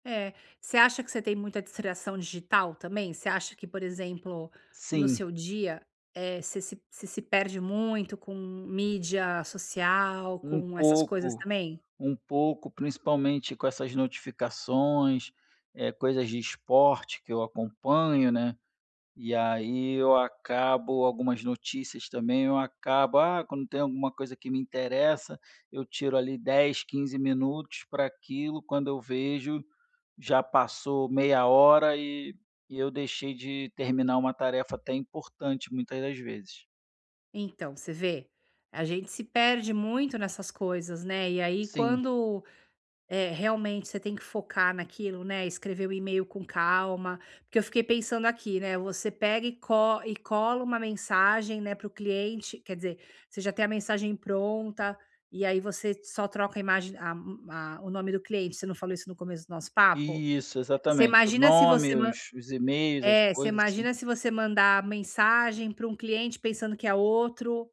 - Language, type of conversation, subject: Portuguese, advice, Como posso organizar melhor meus arquivos digitais e e-mails?
- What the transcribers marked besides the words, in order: tapping